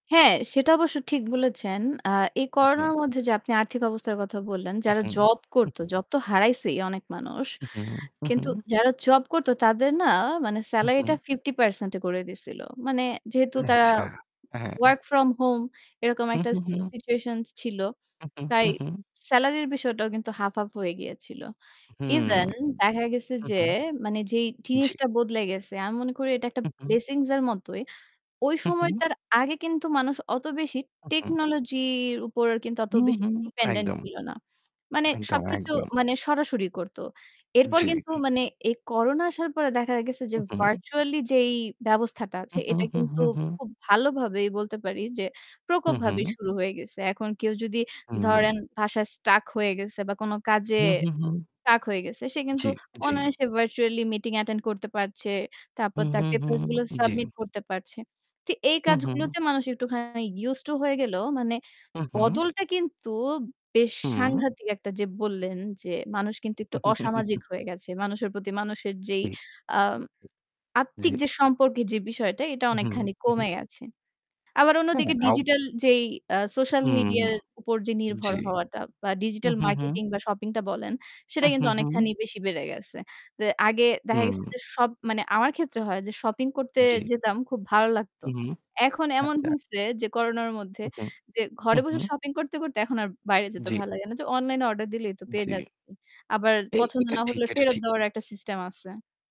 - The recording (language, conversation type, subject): Bengali, unstructured, মানব ইতিহাসে মহামারী কীভাবে আমাদের সমাজকে বদলে দিয়েছে?
- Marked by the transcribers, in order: static; in English: "ব্লেসিংস"; in English: "ডিপেন্ডেন্ট"; in English: "ভার্চুয়ালি"; "স্টাক" said as "টাক"; in English: "ভার্চুয়াল"; in English: "অ্যাটেন্ড"; distorted speech; chuckle; tapping; other background noise